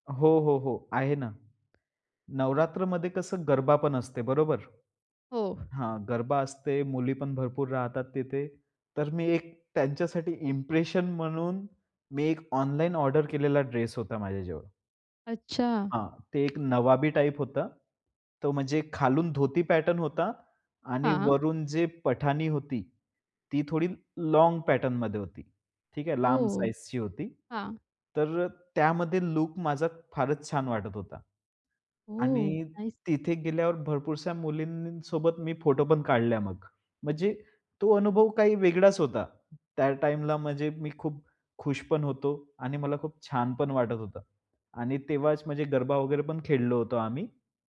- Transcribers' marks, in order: tapping; in English: "पॅटर्न"; in English: "लोंग पॅटर्न"; in English: "नाइस"
- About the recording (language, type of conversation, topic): Marathi, podcast, सण-उत्सवांमध्ये तुम्ही तुमची वेशभूषा आणि एकूण लूक कसा बदलता?